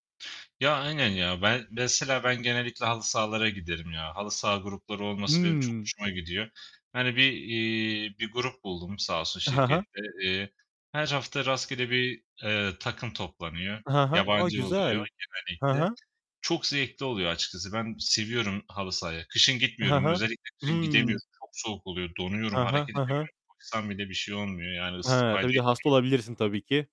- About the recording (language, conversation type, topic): Turkish, unstructured, Hobilerin insan ilişkilerini nasıl etkilediğini düşünüyorsun?
- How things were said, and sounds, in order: distorted speech; tapping; other background noise